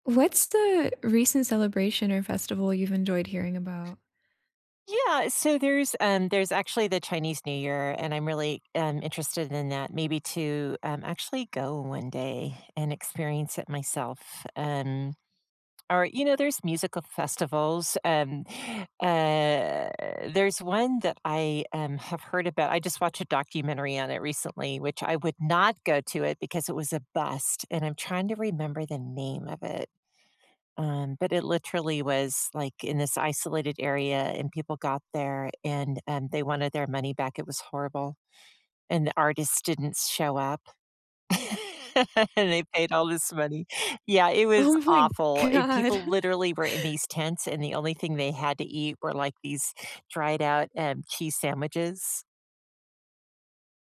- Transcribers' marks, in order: other background noise; drawn out: "eh"; laugh; laughing while speaking: "god"
- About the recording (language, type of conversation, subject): English, unstructured, What’s a recent celebration or festival you enjoyed hearing about?